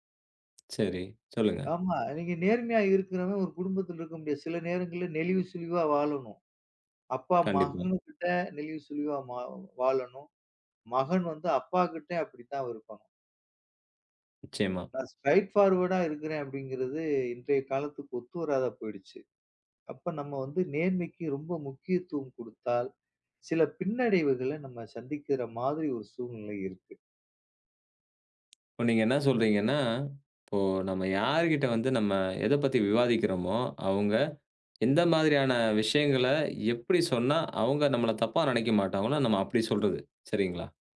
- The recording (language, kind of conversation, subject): Tamil, podcast, நேர்மை நம்பிக்கையை உருவாக்குவதில் எவ்வளவு முக்கியம்?
- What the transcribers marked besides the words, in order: tapping; in English: "ஸ்ட்ராயிட் பார்வொர்ட்டா"